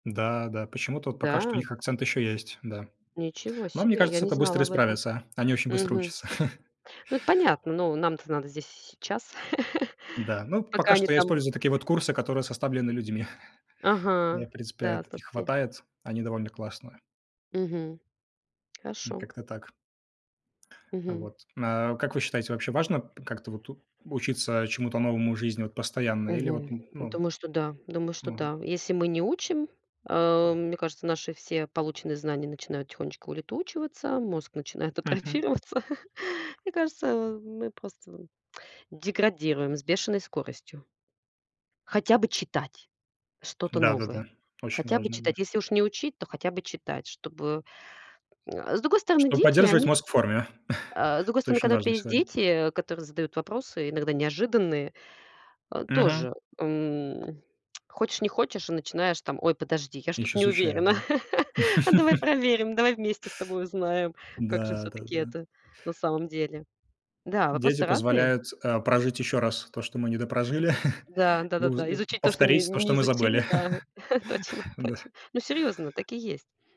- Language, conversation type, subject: Russian, unstructured, Чему новому ты хотел бы научиться в свободное время?
- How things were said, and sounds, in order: chuckle; chuckle; chuckle; tapping; other background noise; chuckle; chuckle; tsk; laugh; chuckle; laugh